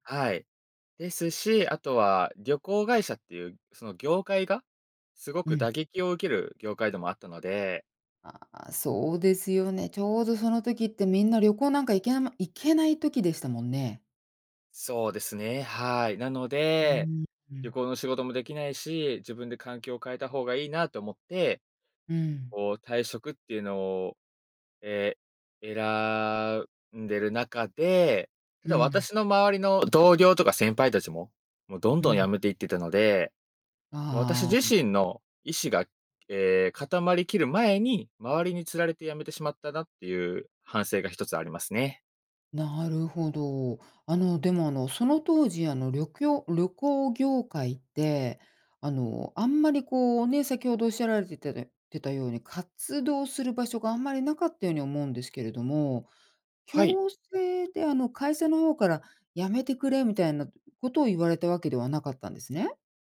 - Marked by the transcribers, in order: other noise
- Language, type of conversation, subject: Japanese, podcast, 失敗からどう立ち直りましたか？